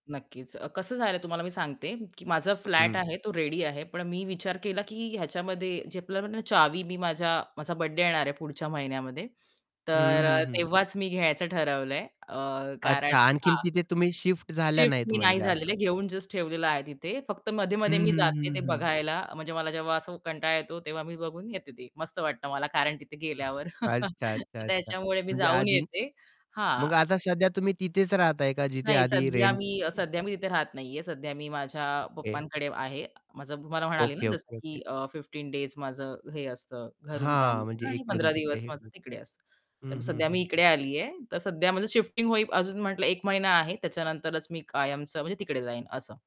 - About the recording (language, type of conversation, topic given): Marathi, podcast, पहिलं स्वतःचं घर घेतल्याचा अनुभव तुम्ही सांगाल का?
- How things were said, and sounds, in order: in English: "रेडी"; tapping; other background noise; distorted speech; chuckle; other noise; in English: "ओके, ओके, ओके"; in English: "फिफ्टीन डेज"; unintelligible speech